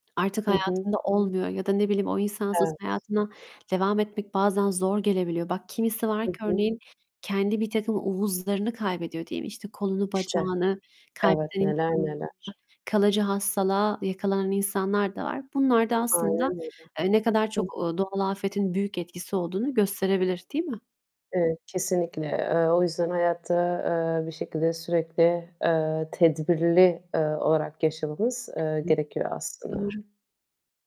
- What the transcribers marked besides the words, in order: other background noise; distorted speech; tapping; static
- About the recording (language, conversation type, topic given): Turkish, unstructured, Doğal afetlerden zarar gören insanlarla ilgili haberleri duyduğunda ne hissediyorsun?